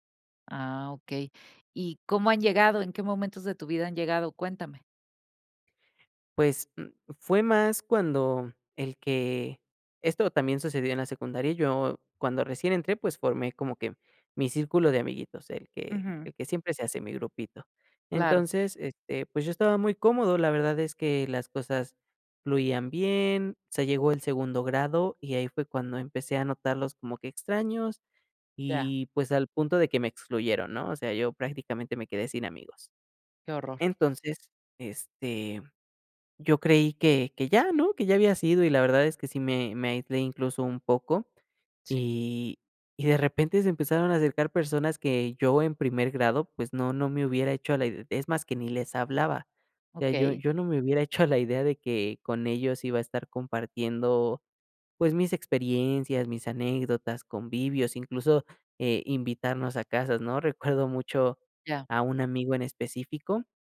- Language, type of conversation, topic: Spanish, podcast, ¿Qué pequeño gesto tuvo consecuencias enormes en tu vida?
- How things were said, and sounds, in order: none